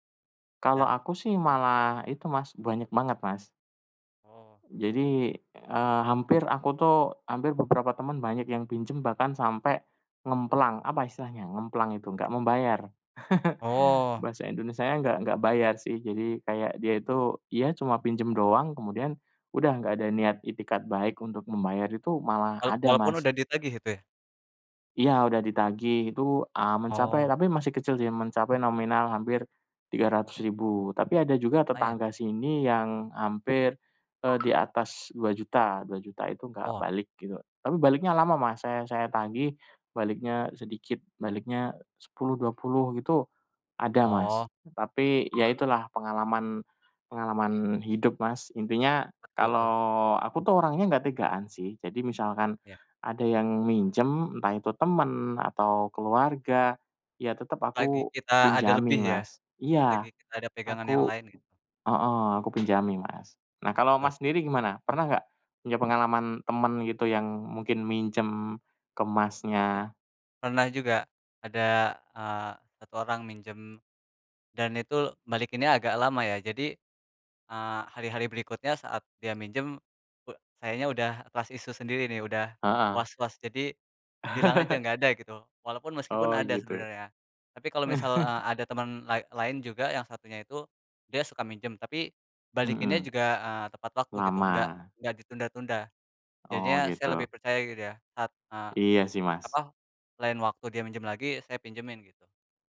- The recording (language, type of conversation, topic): Indonesian, unstructured, Pernahkah kamu meminjam uang dari teman atau keluarga, dan bagaimana ceritanya?
- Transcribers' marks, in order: other background noise; laugh; tapping; alarm; drawn out: "kalau"; unintelligible speech; in English: "trust issue"; laugh; laugh